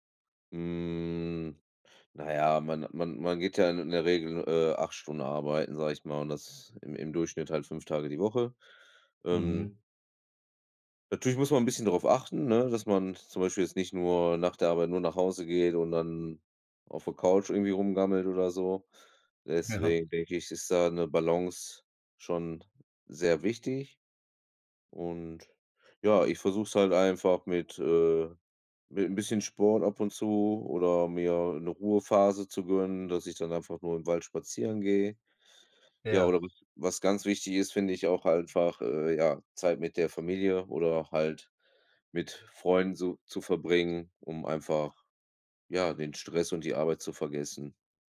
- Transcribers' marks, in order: laughing while speaking: "Ja"
- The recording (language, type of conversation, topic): German, unstructured, Wie findest du eine gute Balance zwischen Arbeit und Privatleben?